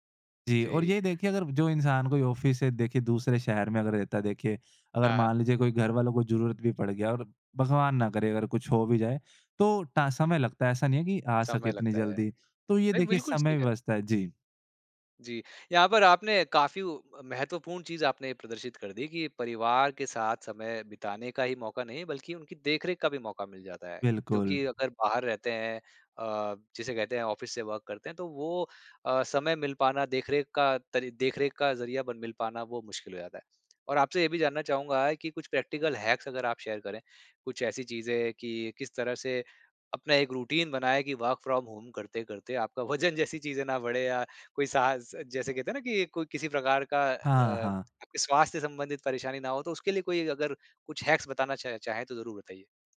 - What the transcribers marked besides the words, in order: in English: "ऑफ़िस"; tapping; in English: "ऑफ़िस"; in English: "वर्क"; in English: "प्रैक्टिकल हैक्स"; in English: "शेयर"; in English: "रूटीन"; in English: "वर्क फ्रॉम होम"; laughing while speaking: "वजन जैसी चीज़ें"; in English: "हैक्स"
- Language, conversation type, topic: Hindi, podcast, वर्क फ्रॉम होम ने तुम्हारी दिनचर्या में क्या बदलाव लाया है?